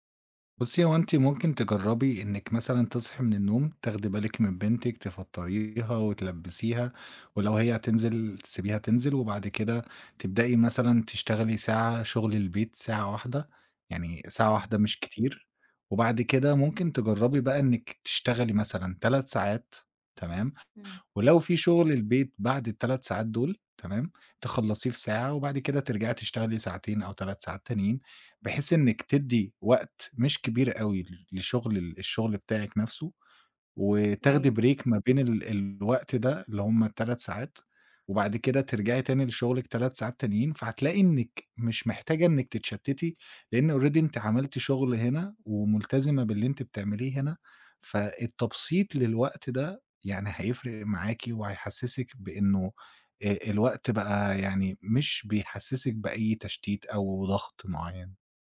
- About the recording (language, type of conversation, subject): Arabic, advice, إزاي غياب التخطيط اليومي بيخلّيك تضيّع وقتك؟
- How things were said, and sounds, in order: in English: "break"; in English: "already"